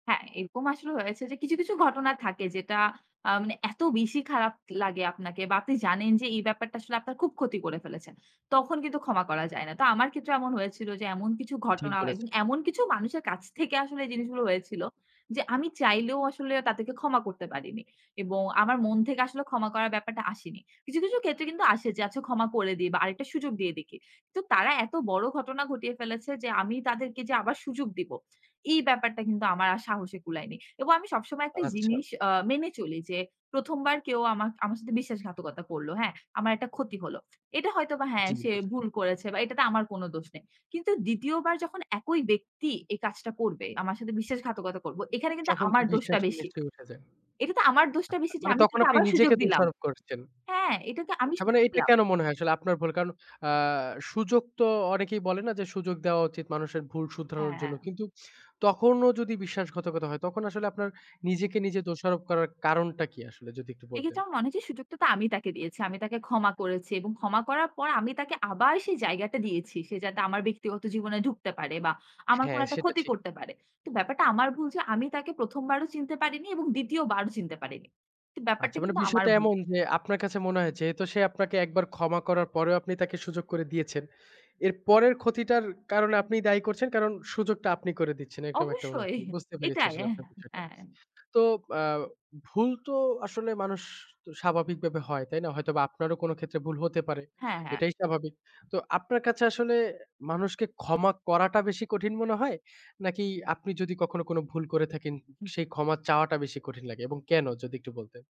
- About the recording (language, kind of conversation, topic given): Bengali, podcast, ক্ষমা করা মানে কি সব ভুলও মুছে ফেলতে হবে বলে মনে করো?
- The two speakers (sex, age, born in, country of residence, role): female, 25-29, Bangladesh, Bangladesh, guest; male, 25-29, Bangladesh, Bangladesh, host
- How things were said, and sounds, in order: other background noise